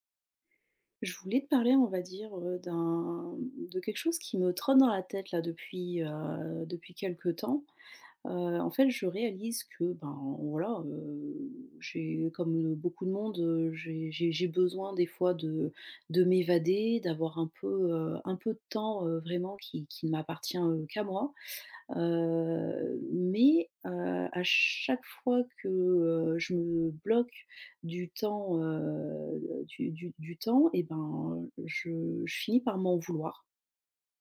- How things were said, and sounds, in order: drawn out: "heu"; drawn out: "heu"
- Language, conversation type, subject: French, advice, Pourquoi est-ce que je me sens coupable quand je prends du temps pour moi ?